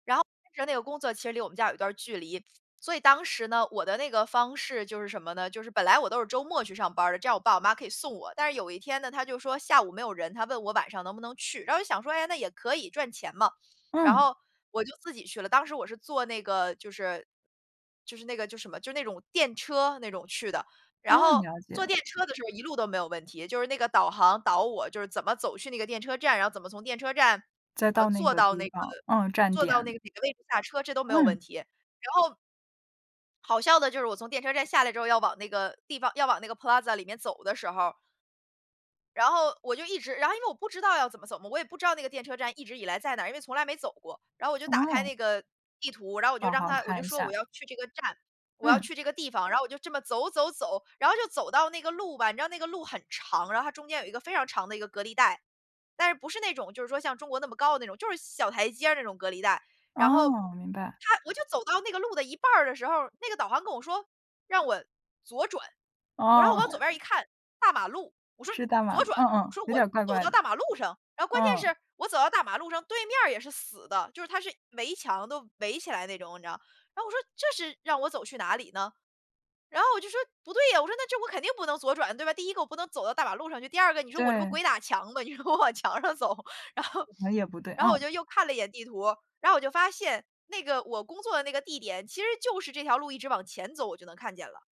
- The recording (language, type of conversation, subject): Chinese, podcast, 有没有被导航带进尴尬境地的搞笑经历可以分享吗？
- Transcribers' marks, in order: in English: "Plaza"; other background noise; chuckle; laughing while speaking: "你说我往墙上走。然后"; unintelligible speech; sniff